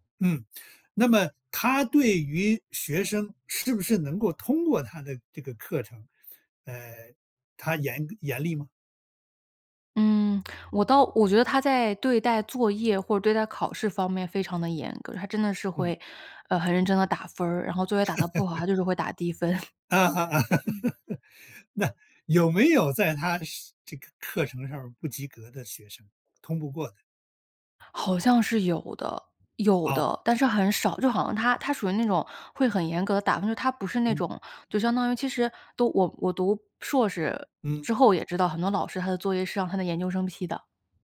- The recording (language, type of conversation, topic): Chinese, podcast, 你受益最深的一次导师指导经历是什么？
- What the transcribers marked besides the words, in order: laugh; chuckle; laugh